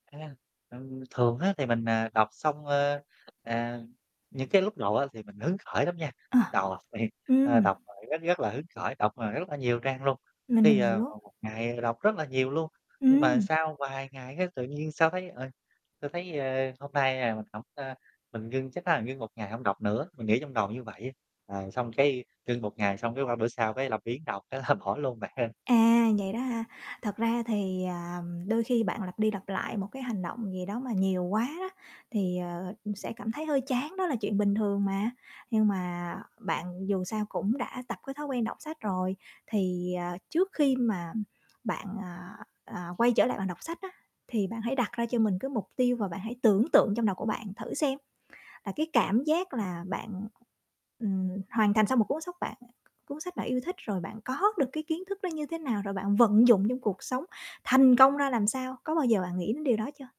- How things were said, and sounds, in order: tapping; other background noise; chuckle; distorted speech; static; laughing while speaking: "là"; stressed: "thành công"
- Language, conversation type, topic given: Vietnamese, advice, Làm thế nào để tôi duy trì thói quen đọc sách mỗi tuần như đã dự định?